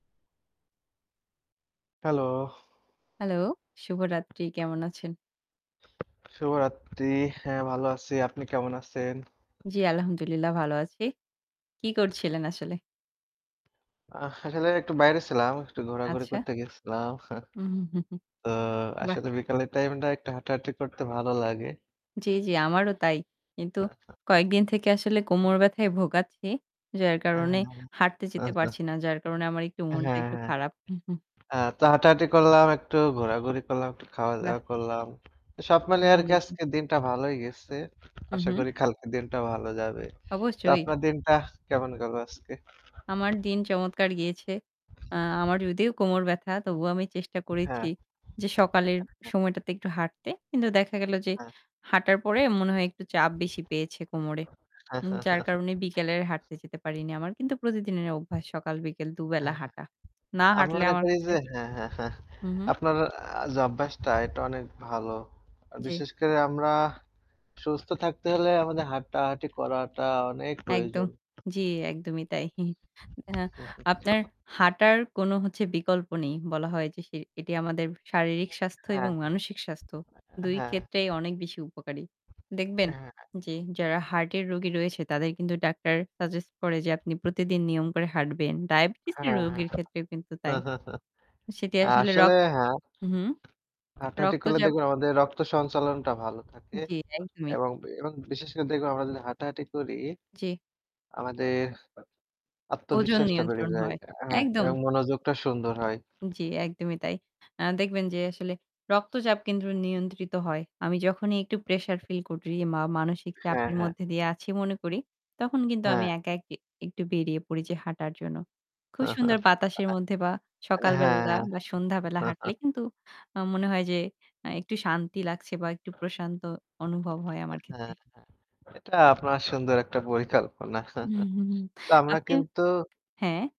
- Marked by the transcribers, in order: static; tapping; chuckle; other noise; chuckle; horn; chuckle; chuckle; chuckle; chuckle; chuckle; chuckle; chuckle
- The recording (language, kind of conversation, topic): Bengali, unstructured, আপনি কি প্রতিদিন হাঁটার চেষ্টা করেন, আর কেন করেন বা কেন করেন না?